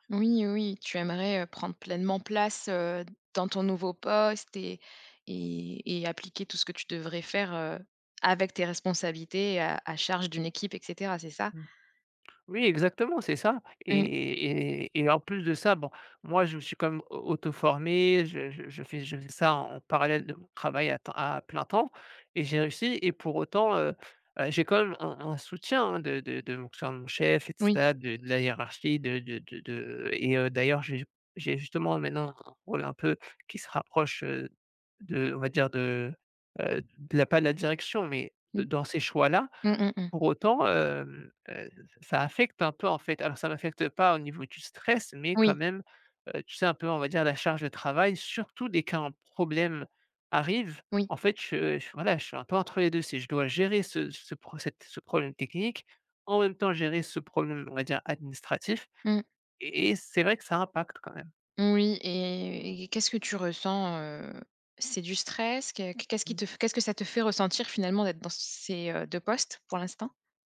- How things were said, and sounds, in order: "et cetera" said as "et cetad"; other background noise; stressed: "surtout"
- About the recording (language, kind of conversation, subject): French, advice, Comment décririez-vous un changement majeur de rôle ou de responsabilités au travail ?